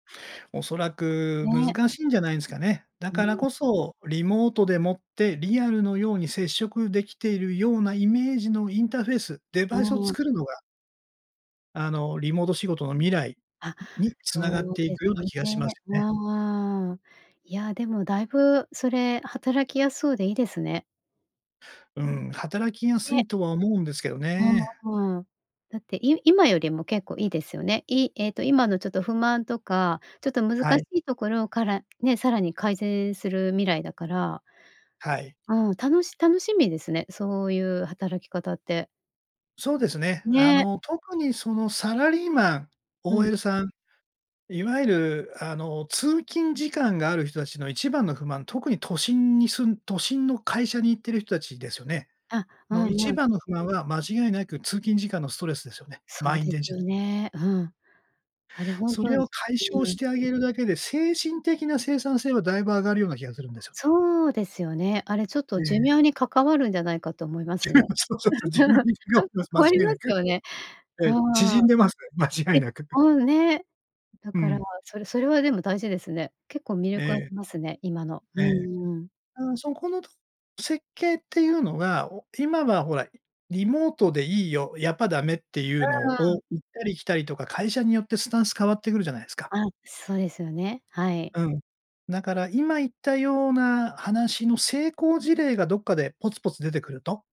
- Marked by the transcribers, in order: tapping; laughing while speaking: "寿命そう そう そう、寿命に 間違いなく"; laugh; unintelligible speech; laugh
- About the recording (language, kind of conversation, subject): Japanese, podcast, これからのリモートワークは将来どのような形になっていくと思いますか？